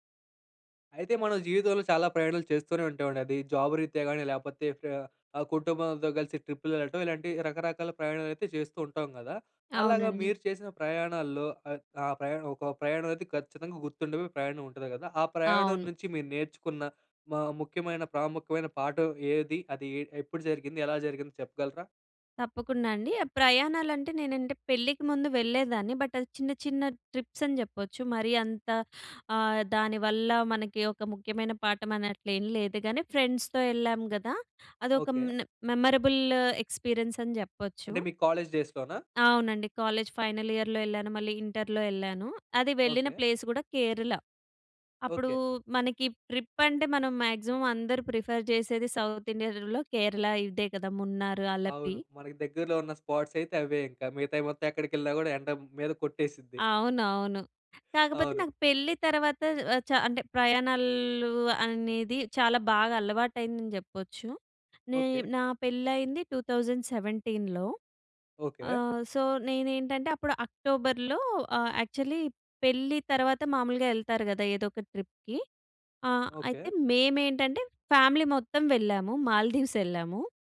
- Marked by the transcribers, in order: in English: "జాబ్"; in English: "బట్"; in English: "ట్రిప్స్"; in English: "ఫ్రెండ్స్‌తో"; in English: "మెమరబుల్ ఎక్స్‌పీరియన్స్"; in English: "కాలేజ్ డేస్‌లోనా?"; in English: "కాలేజ్ ఫైనల్ ఇయర్‍లో"; in English: "ప్లేస్"; in English: "ట్రిప్"; in English: "మాక్సిమమ్"; in English: "ప్రిఫర్"; in English: "సౌత్ ఇండియలో"; in English: "స్పాట్స్"; in English: "సో"; in English: "యాక్చల్లీ"; in English: "ట్రిప్‌కి"; in English: "ఫ్యామిలీ"
- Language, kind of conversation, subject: Telugu, podcast, మీ ప్రయాణంలో నేర్చుకున్న ఒక ప్రాముఖ్యమైన పాఠం ఏది?